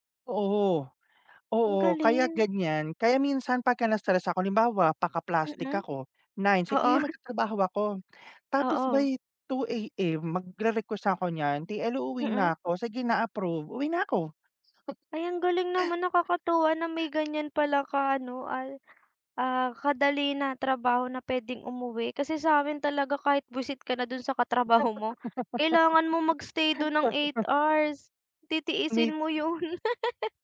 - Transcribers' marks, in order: laughing while speaking: "Oo"; scoff; tapping; laugh; laugh
- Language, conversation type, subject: Filipino, unstructured, Ano ang ginagawa mo kapag nakakaramdam ka ng matinding pagkapagod o pag-aalala?